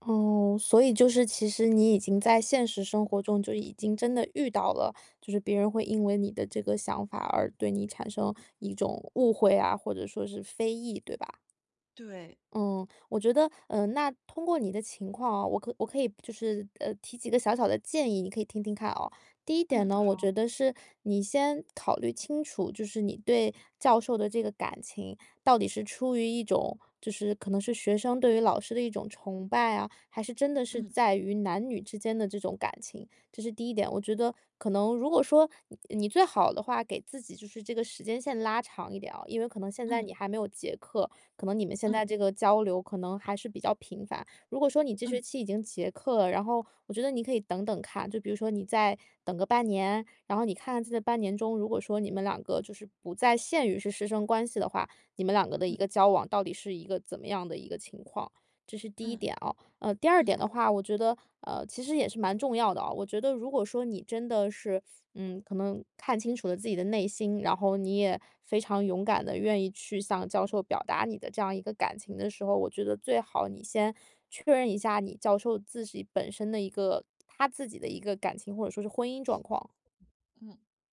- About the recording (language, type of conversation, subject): Chinese, advice, 我很害怕別人怎麼看我，該怎麼面對這種恐懼？
- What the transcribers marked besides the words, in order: tapping